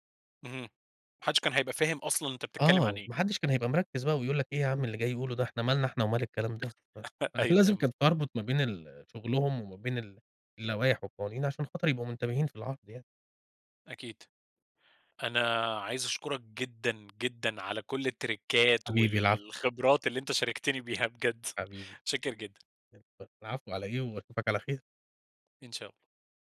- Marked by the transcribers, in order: laugh; in English: "التريكات"; unintelligible speech
- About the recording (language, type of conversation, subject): Arabic, podcast, بتحس بالخوف لما تعرض شغلك قدّام ناس؟ بتتعامل مع ده إزاي؟